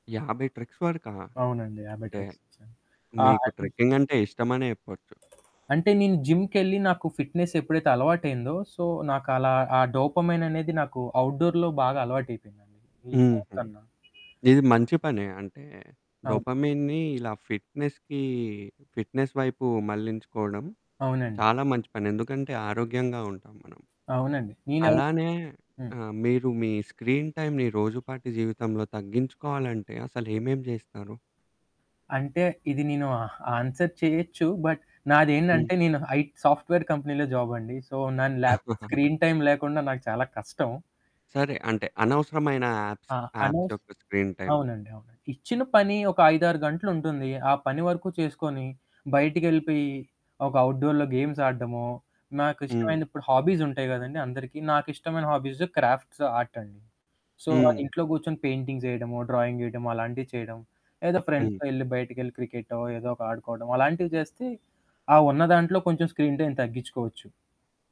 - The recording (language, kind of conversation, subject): Telugu, podcast, స్మార్ట్‌ఫోన్ లేకుండా మీరు ఒక రోజు ఎలా గడుపుతారు?
- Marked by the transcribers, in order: in English: "ట్రెక్స్"; static; in English: "ట్రెక్స్"; in English: "ట్రెక్కింగ్"; distorted speech; other background noise; in English: "జిమ్‌కెళ్ళి"; in English: "ఫిట్నెస్"; in English: "సో"; in English: "డోపోమైన్"; in English: "ఔట్‌డోర్"; horn; in English: "డొపమీన్‌ని"; in English: "ఫిట్నెస్‌కి, ఫిట్నెస్"; in English: "స్క్రీన్ టైమ్‌ని"; in English: "ఆన్సర్"; in English: "బట్"; in English: "సాఫ్ట్‌వేర్ కంపెనీలో జాబ్"; in English: "సో"; chuckle; in English: "స్క్రీన్ టైమ్"; in English: "యాప్స్, యాప్స్"; in English: "స్క్రీన్ టైమ్"; in English: "ఔట్‌డోర్‌లో గేమ్స్"; in English: "క్రాఫ్ట్స్ ఆర్ట్"; in English: "సో"; in English: "పెయింటింగ్స్"; in English: "ఫ్రెండ్స్‌తో"; in English: "స్క్రీన్ టైమ్"